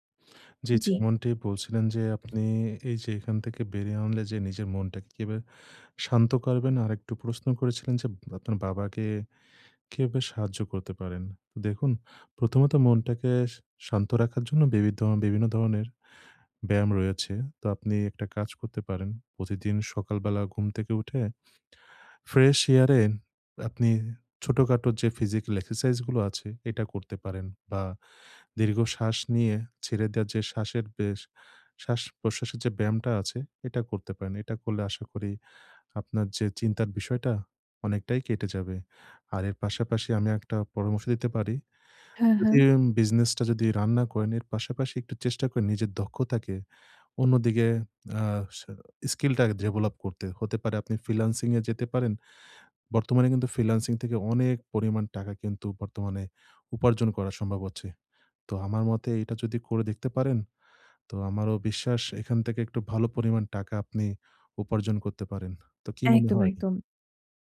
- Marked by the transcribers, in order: tapping; "কিভাবে" said as "কিবে"; "করবেন" said as "কারবেন"; "কিভাবে" said as "কিবে"; in English: "ফ্রেশ এয়ার"; in English: "ফিজিক্যাল এক্সারসাইজ"
- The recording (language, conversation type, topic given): Bengali, advice, মানসিক নমনীয়তা গড়ে তুলে আমি কীভাবে দ্রুত ও শান্তভাবে পরিবর্তনের সঙ্গে মানিয়ে নিতে পারি?